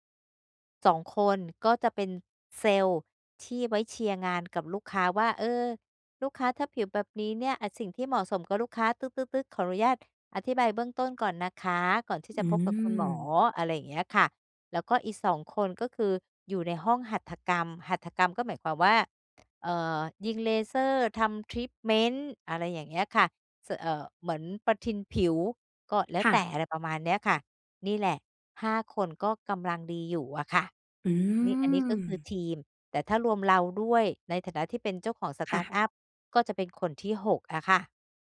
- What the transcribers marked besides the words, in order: in English: "สตาร์ตอัป"
- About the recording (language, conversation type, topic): Thai, advice, สร้างทีมที่เหมาะสมสำหรับสตาร์ทอัพได้อย่างไร?
- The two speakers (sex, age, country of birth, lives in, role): female, 25-29, Thailand, Thailand, advisor; female, 50-54, Thailand, Thailand, user